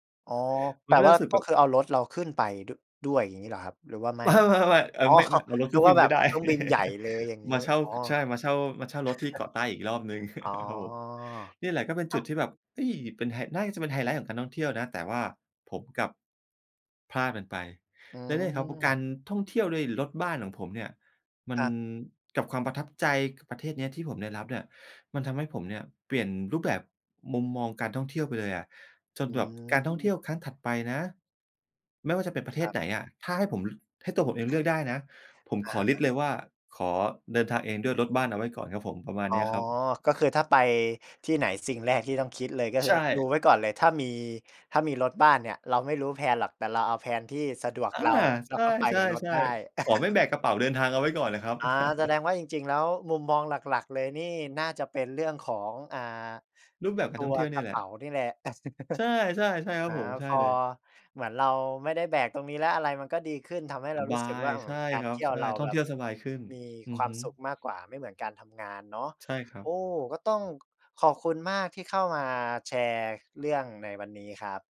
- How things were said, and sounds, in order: laughing while speaking: "อ๋อ"; chuckle; chuckle; tapping; drawn out: "อ๋อ"; other background noise; in English: "แพลน"; in English: "แพลน"; chuckle; chuckle
- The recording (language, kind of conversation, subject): Thai, podcast, คุณช่วยเล่าประสบการณ์การเดินทางที่ทำให้มุมมองของคุณเปลี่ยนไปได้ไหม?